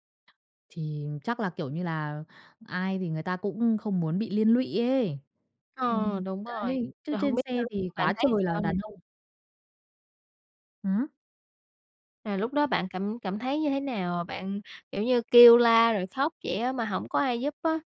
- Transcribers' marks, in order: tapping
- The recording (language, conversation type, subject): Vietnamese, podcast, Bạn có thể kể về một lần ai đó giúp bạn và bài học bạn rút ra từ đó là gì?